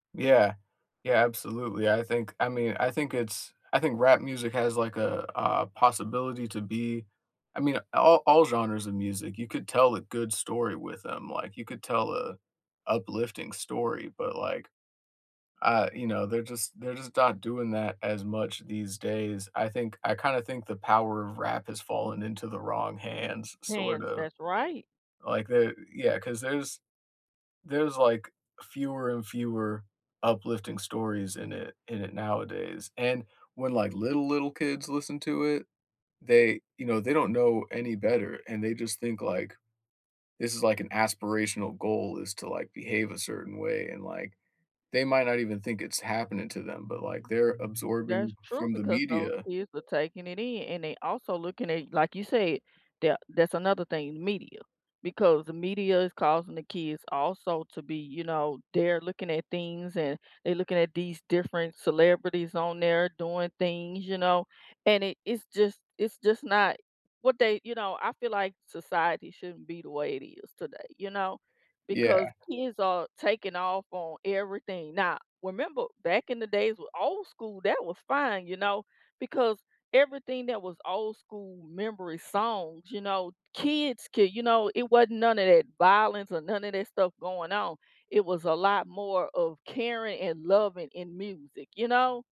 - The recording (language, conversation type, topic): English, unstructured, What is a song that always brings back strong memories?
- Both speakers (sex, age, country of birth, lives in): female, 40-44, United States, United States; male, 35-39, United States, United States
- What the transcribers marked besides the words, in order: tapping